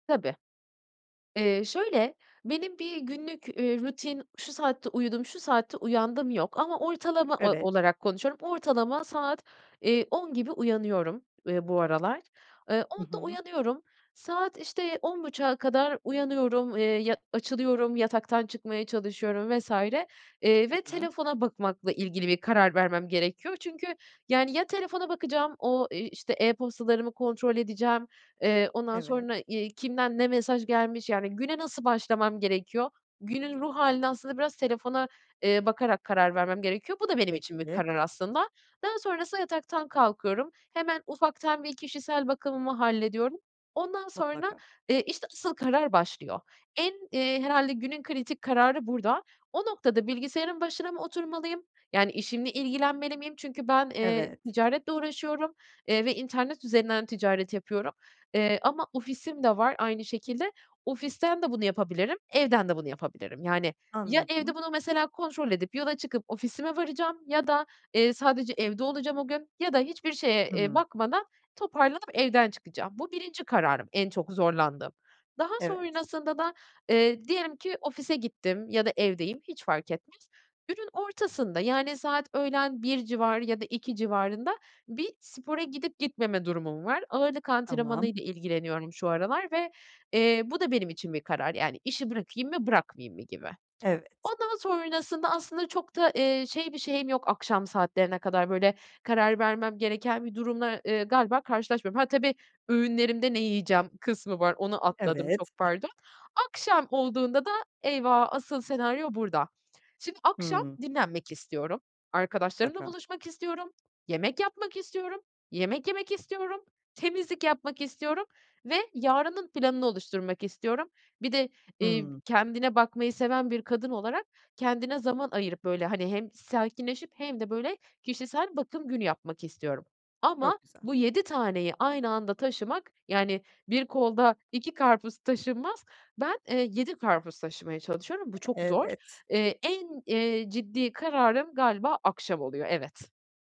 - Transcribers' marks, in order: other background noise; chuckle
- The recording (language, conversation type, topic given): Turkish, advice, Günlük karar yorgunluğunu azaltmak için önceliklerimi nasıl belirleyip seçimlerimi basitleştirebilirim?